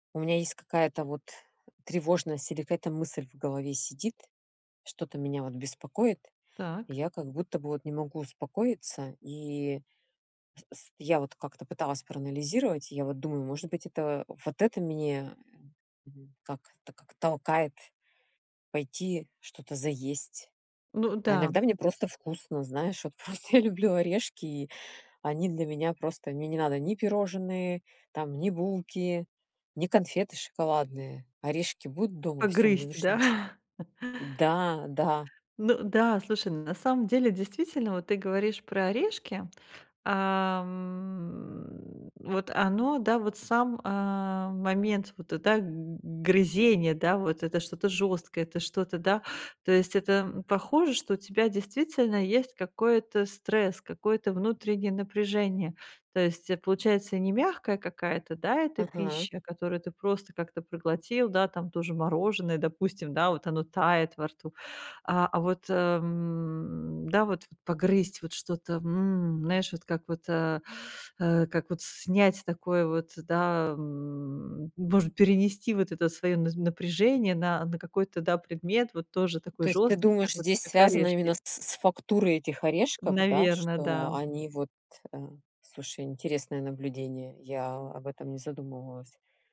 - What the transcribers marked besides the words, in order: laughing while speaking: "просто"; background speech; chuckle
- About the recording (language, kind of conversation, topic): Russian, advice, Как понять, почему у меня появляются плохие привычки?